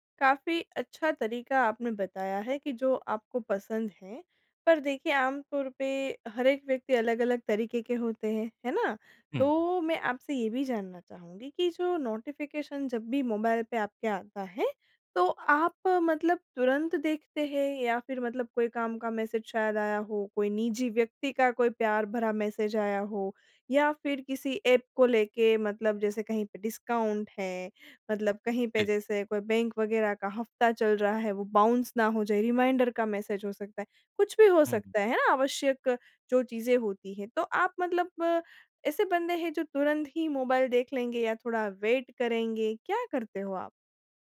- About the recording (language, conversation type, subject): Hindi, podcast, नोटिफ़िकेशन से निपटने का आपका तरीका क्या है?
- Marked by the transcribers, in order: in English: "नोटिफ़िकेशन"; in English: "डिस्काउंट"; in English: "बाउंस"; in English: "रिमाइंडर"; in English: "वेट"